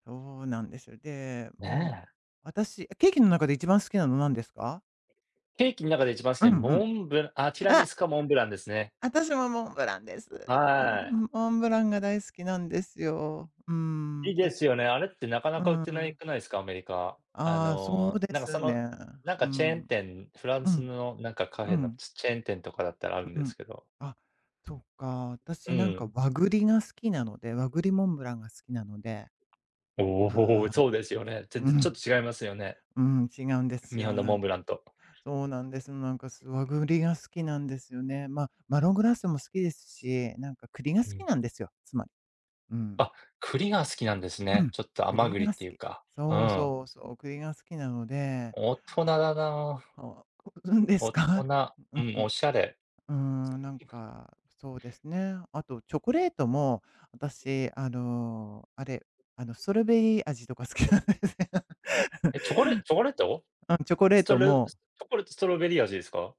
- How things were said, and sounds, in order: tapping; other background noise; laughing while speaking: "う うんですか？"; other noise; laughing while speaking: "好きなんですよ"; giggle
- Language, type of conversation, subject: Japanese, unstructured, 食べ物にまつわる子どもの頃の思い出はありますか？